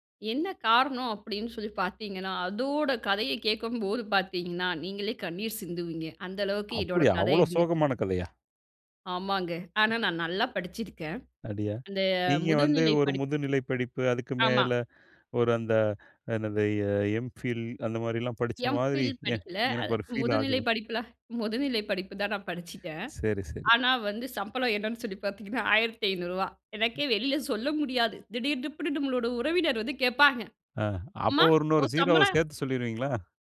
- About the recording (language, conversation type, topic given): Tamil, podcast, முதலாம் சம்பளம் வாங்கிய நாள் நினைவுகளைப் பற்றி சொல்ல முடியுமா?
- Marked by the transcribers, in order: laughing while speaking: "பாத்தீங்கன்னா, அதோட கதைய கேக்கும்போது பாத்தீங்கன்னா … என்னோட கதை இருந்துச்சு"; chuckle; other background noise; laughing while speaking: "படிப்புல முதுநிலை படிப்பு தான் நான் … அம்மா உன் சம்பளோ"; inhale